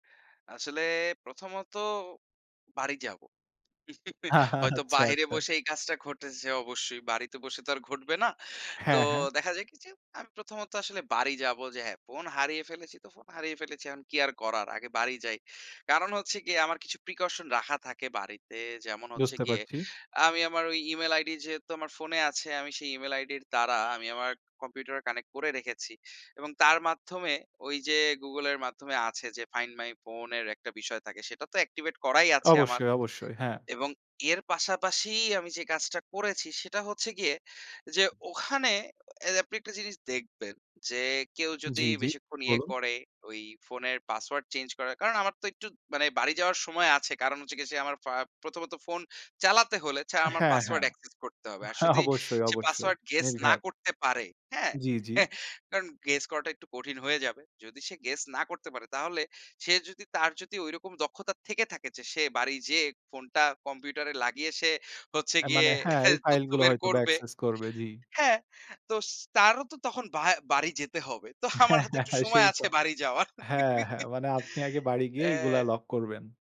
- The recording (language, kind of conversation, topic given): Bengali, podcast, ফোন ব্যবহারের ক্ষেত্রে আপনি কীভাবে নিজের গোপনীয়তা বজায় রাখেন?
- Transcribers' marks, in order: chuckle; laughing while speaking: "আচ্ছা, আচ্ছা"; in English: "ফাইন্ড মাই ফোন"; laughing while speaking: "অবশ্যই"; chuckle; chuckle; laughing while speaking: "তথ্য বের করবে। হ্যাঁ?"; laughing while speaking: "হ্যাঁ। হ্যাঁ, হ্যাঁ। সেই ত"; laughing while speaking: "তো আমার হাতে একটু সময় আছে বাড়ি যাওয়ার"; chuckle